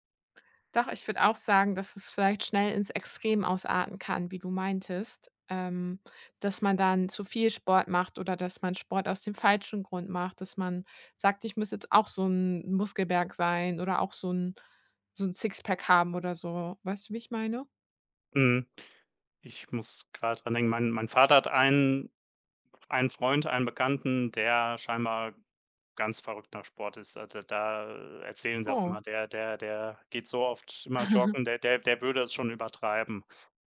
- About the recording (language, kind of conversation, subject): German, unstructured, Wie wichtig ist regelmäßige Bewegung für deine Gesundheit?
- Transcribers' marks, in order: other background noise; chuckle